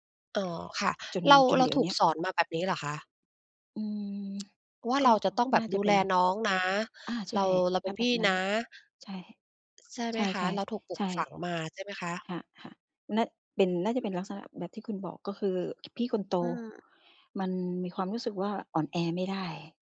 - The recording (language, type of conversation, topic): Thai, advice, ฉันจะเริ่มเปลี่ยนกรอบความคิดที่จำกัดตัวเองได้อย่างไร?
- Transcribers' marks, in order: tsk; tapping